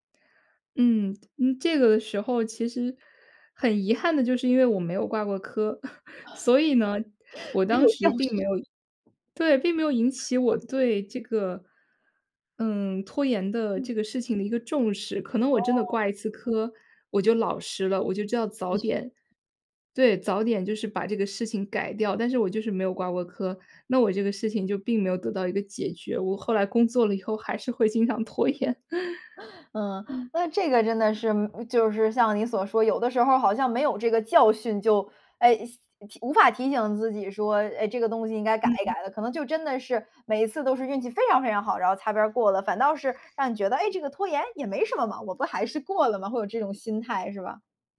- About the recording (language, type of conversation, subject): Chinese, podcast, 你是如何克服拖延症的，可以分享一些具体方法吗？
- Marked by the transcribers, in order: other background noise; chuckle; other noise; chuckle; laughing while speaking: "没有教训"; chuckle